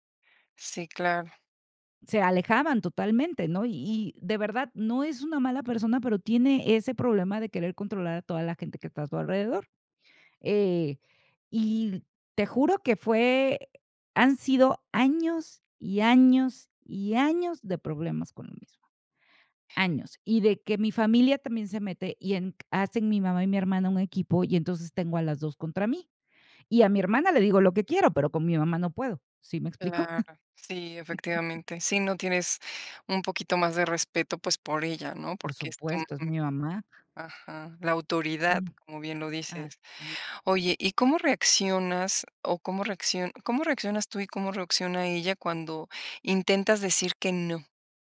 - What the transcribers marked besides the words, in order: laugh; other noise
- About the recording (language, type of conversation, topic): Spanish, advice, ¿Cómo puedo establecer límites emocionales con mi familia o mi pareja?